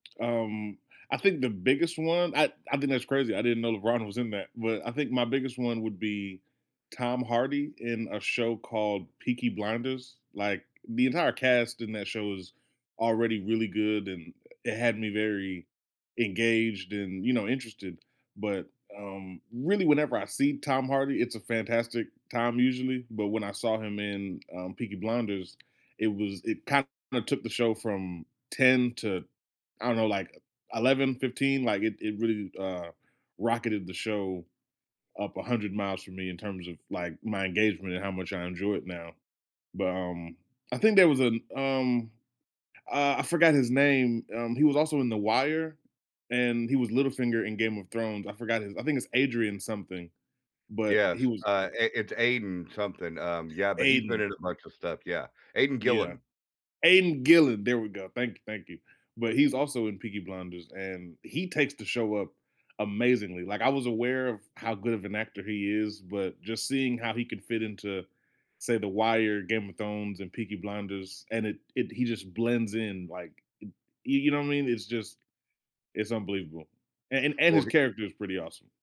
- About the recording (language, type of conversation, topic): English, unstructured, Which celebrity cameos did you notice right away, and which ones did you only realize later?
- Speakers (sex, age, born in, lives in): male, 30-34, United States, United States; male, 55-59, United States, United States
- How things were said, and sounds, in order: other background noise